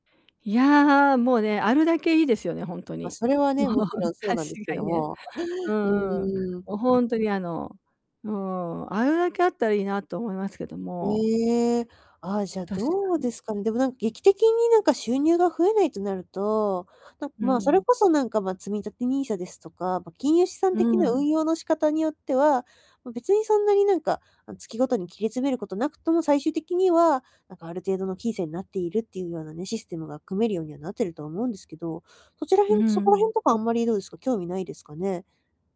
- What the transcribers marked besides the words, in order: laughing while speaking: "もう確かにね"; distorted speech; background speech; in English: "システム"
- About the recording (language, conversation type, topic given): Japanese, advice, 金銭的不安をうまく管理するにはどうすればいいですか？